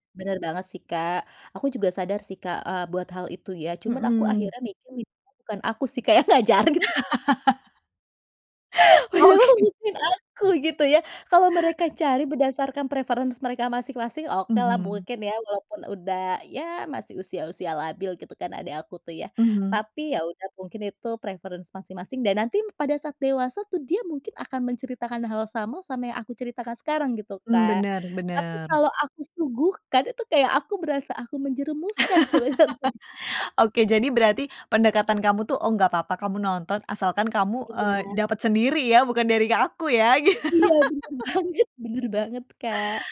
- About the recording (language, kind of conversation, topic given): Indonesian, podcast, Bagaimana pengalaman kamu menemukan kembali serial televisi lama di layanan streaming?
- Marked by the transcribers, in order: laughing while speaking: "Kak yang ngajarin"; laugh; tapping; laughing while speaking: "Padahal"; laughing while speaking: "Oke"; in English: "preference"; in English: "preference"; laugh; laughing while speaking: "sebenarnya juga"; laugh; laughing while speaking: "banget"